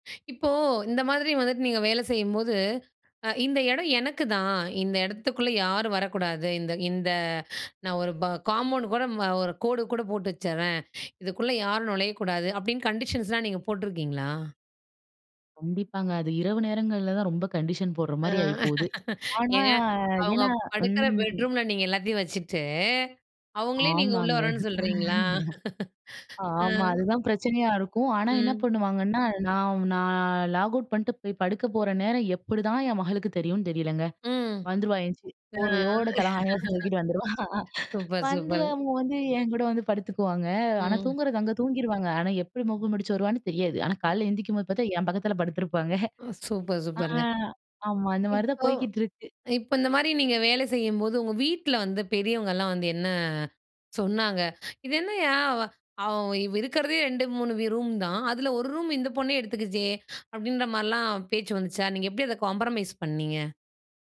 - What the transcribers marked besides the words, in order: in English: "காம்பவுண்ட்"; in English: "கண்டிஷன்ஸ்லாம்"; laugh; in English: "கண்டிஷன்"; in English: "பெட்ரூமுல"; laughing while speaking: "ஆமாங்க. ஆமா"; laugh; in English: "லாக் அவுட்"; laugh; laughing while speaking: "வந்துருவா"; other background noise; chuckle; laughing while speaking: "ஆ, ஆமா"; in English: "காம்பரமைஸ்"
- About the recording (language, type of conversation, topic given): Tamil, podcast, வீட்டை உங்களுக்கு ஏற்றபடி எப்படி ஒழுங்குபடுத்தி அமைப்பீர்கள்?